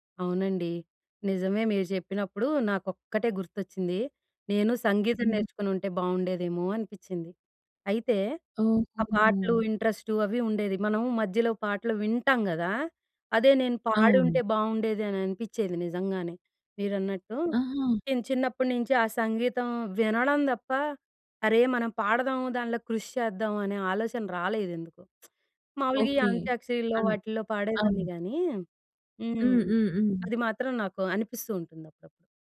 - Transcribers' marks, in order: lip smack
- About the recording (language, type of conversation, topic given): Telugu, podcast, పని, వ్యక్తిగత జీవితం రెండింటిని సమతుల్యం చేసుకుంటూ మీ హాబీకి సమయం ఎలా దొరకబెట్టుకుంటారు?